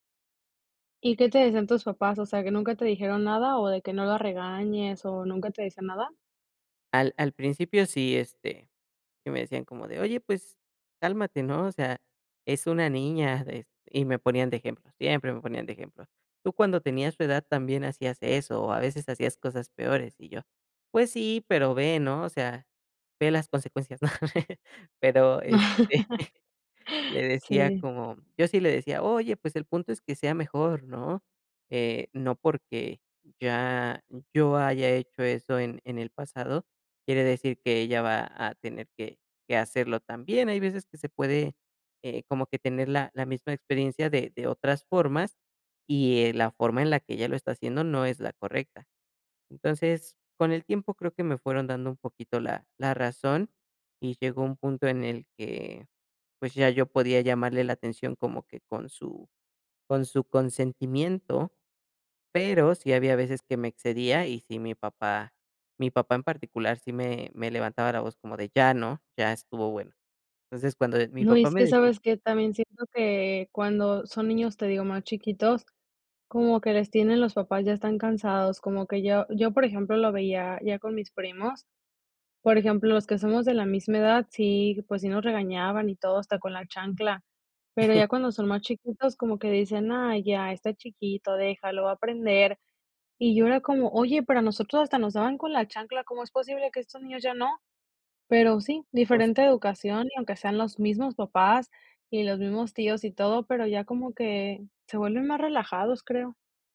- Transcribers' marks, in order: chuckle; other background noise; chuckle; unintelligible speech
- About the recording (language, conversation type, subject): Spanish, podcast, ¿Cómo compartes tus valores con niños o sobrinos?